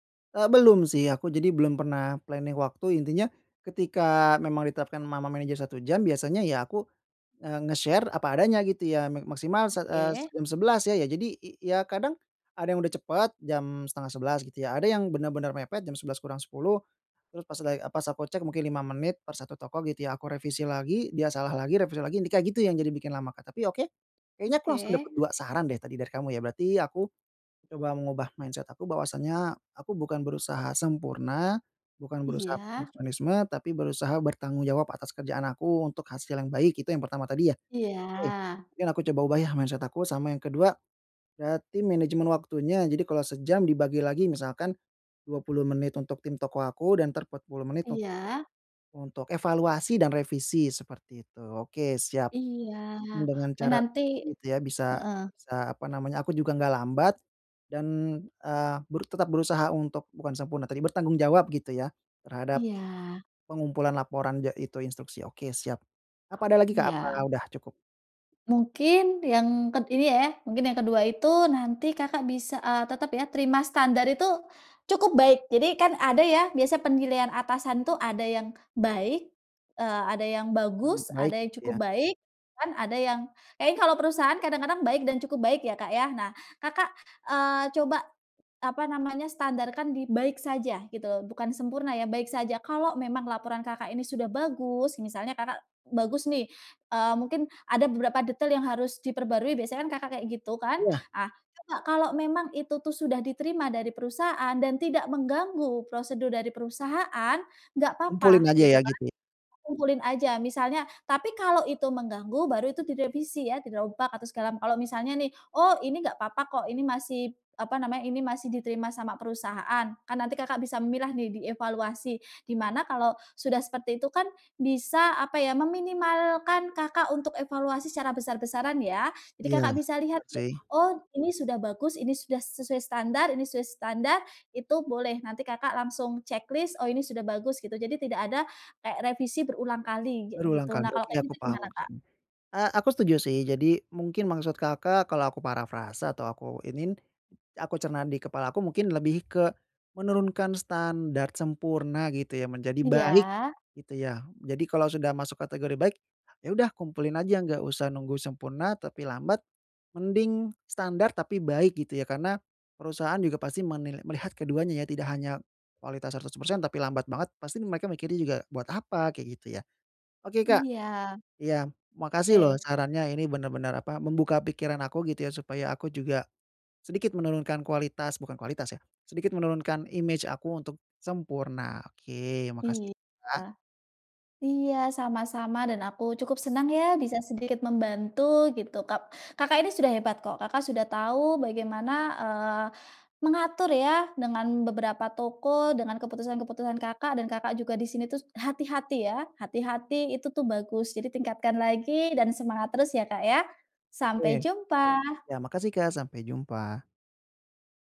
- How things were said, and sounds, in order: in English: "planning"; in English: "nge-share"; tapping; other background noise; in English: "mindset"; in English: "mindset"
- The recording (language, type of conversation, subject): Indonesian, advice, Bagaimana cara mengatasi perfeksionisme yang menghalangi pengambilan keputusan?